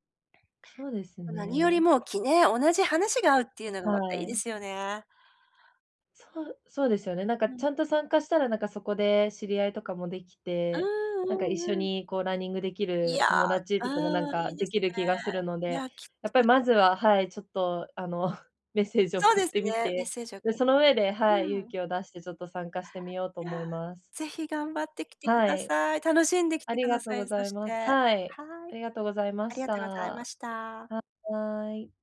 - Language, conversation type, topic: Japanese, advice, 一歩踏み出すのが怖いとき、どうすれば始められますか？
- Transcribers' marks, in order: unintelligible speech; unintelligible speech